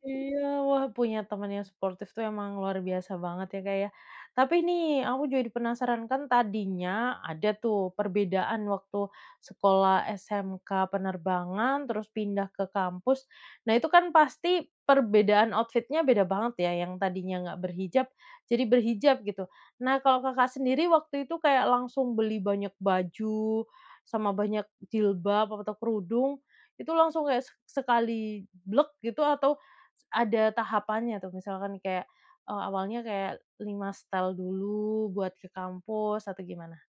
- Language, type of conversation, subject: Indonesian, podcast, Bagaimana gayamu berubah sejak masa sekolah?
- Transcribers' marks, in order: tapping; in English: "outfit-nya"; in English: "style"